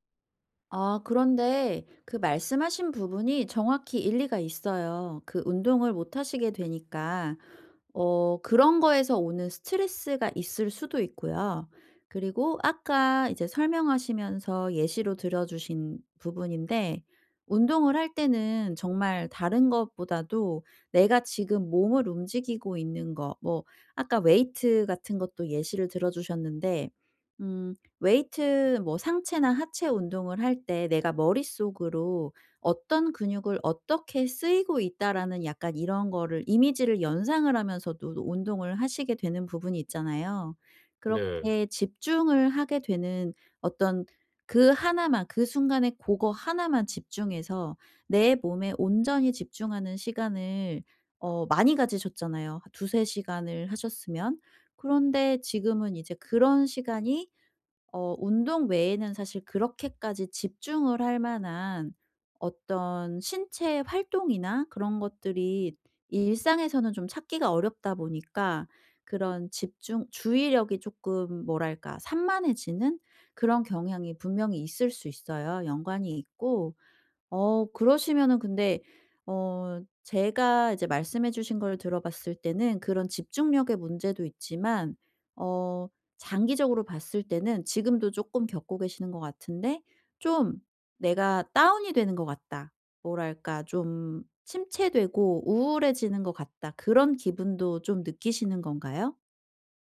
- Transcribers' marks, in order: tapping; other background noise
- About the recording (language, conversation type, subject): Korean, advice, 피로 신호를 어떻게 알아차리고 예방할 수 있나요?